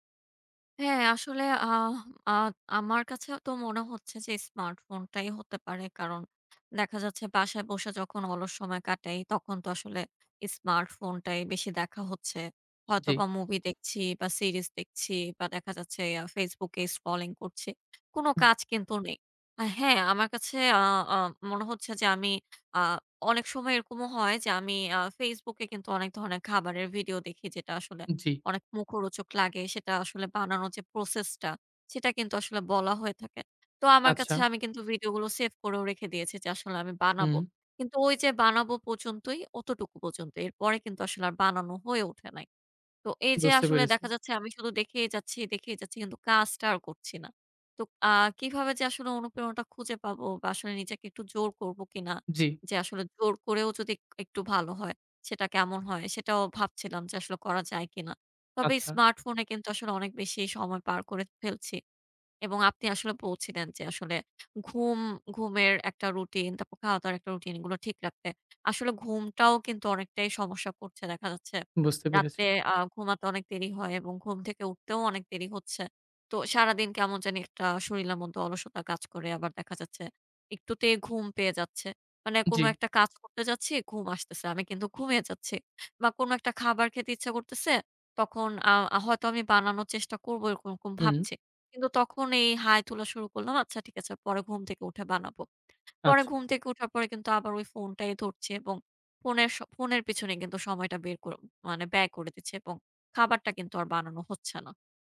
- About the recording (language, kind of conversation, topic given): Bengali, advice, প্রতিদিন সহজভাবে প্রেরণা জাগিয়ে রাখার জন্য কী কী দৈনন্দিন অভ্যাস গড়ে তুলতে পারি?
- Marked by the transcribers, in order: other background noise; "শরীরের" said as "শরীলের"